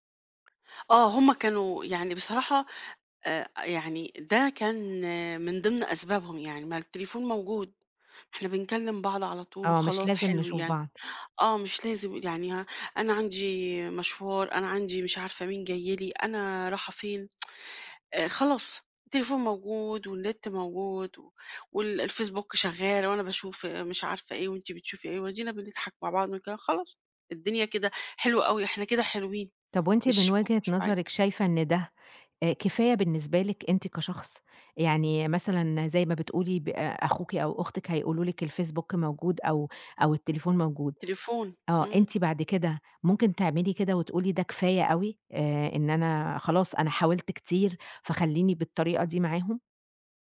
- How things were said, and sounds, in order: tapping; other background noise; tsk
- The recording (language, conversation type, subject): Arabic, podcast, إزاي اتغيّرت علاقتك بأهلك مع مرور السنين؟